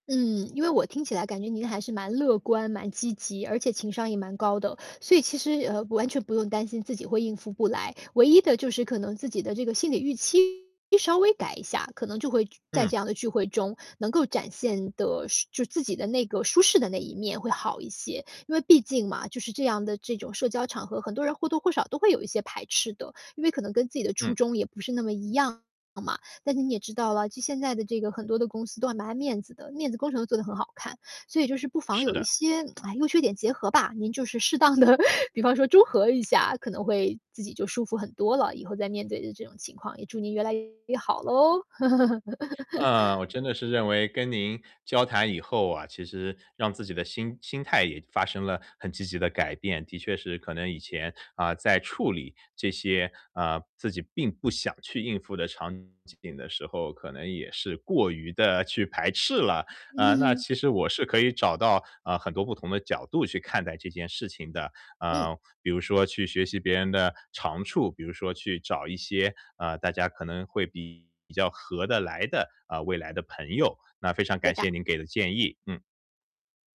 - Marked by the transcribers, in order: distorted speech; lip smack; laughing while speaking: "的"; other background noise; laugh; laughing while speaking: "嗯"
- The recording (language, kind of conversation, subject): Chinese, advice, 我在聚会中很难融入群体，应该怎么办？